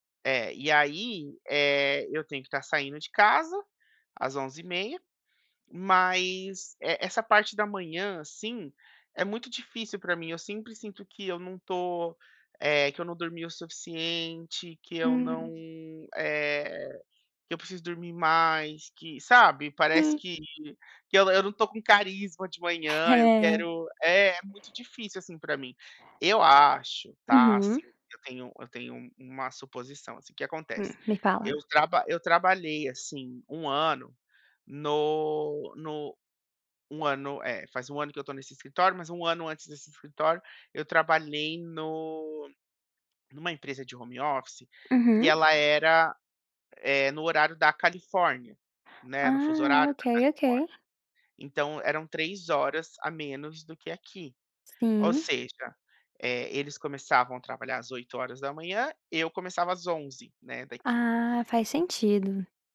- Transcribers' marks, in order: in English: "home office"; tapping
- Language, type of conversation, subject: Portuguese, advice, Como posso criar uma rotina matinal revigorante para acordar com mais energia?